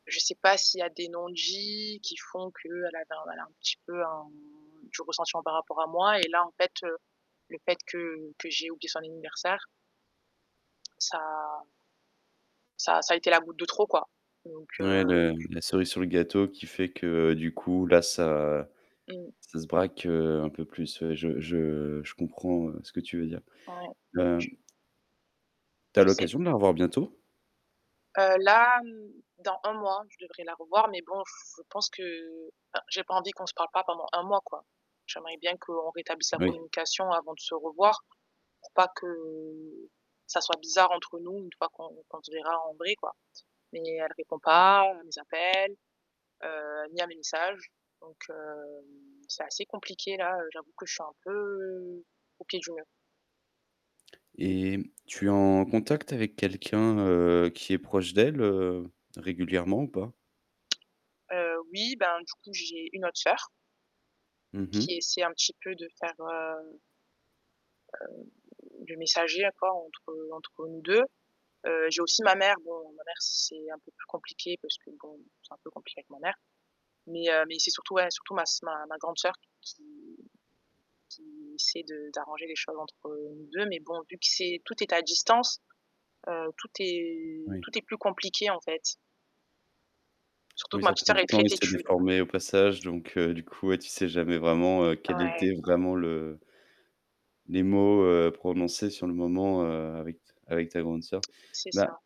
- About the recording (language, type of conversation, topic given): French, advice, Comment puis-je m’excuser sincèrement et réparer après avoir blessé quelqu’un ?
- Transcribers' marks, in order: static; distorted speech; other background noise; tapping